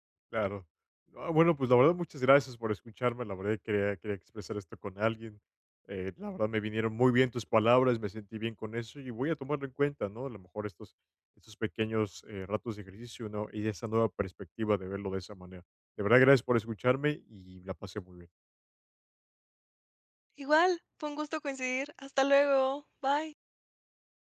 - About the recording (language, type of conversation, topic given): Spanish, advice, ¿Cómo puedo mantener una rutina de ejercicio regular si tengo una vida ocupada y poco tiempo libre?
- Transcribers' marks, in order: none